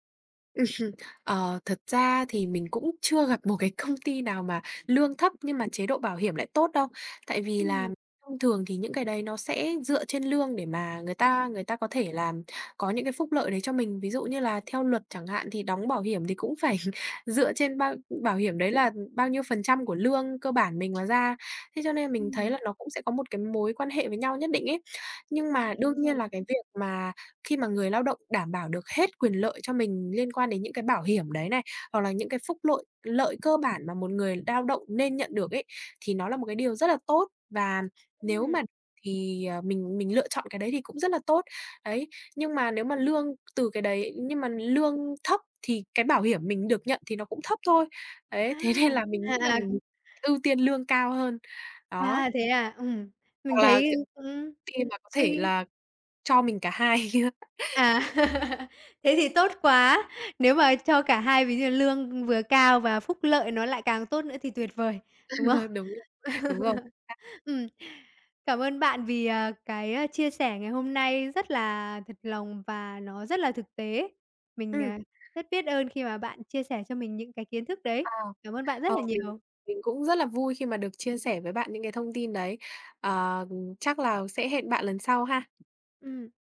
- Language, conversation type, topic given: Vietnamese, podcast, Tiền lương quan trọng tới mức nào khi chọn việc?
- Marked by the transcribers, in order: other background noise; chuckle; laughing while speaking: "công"; tapping; laughing while speaking: "phải"; laughing while speaking: "Thế nên"; chuckle; laugh; chuckle; laugh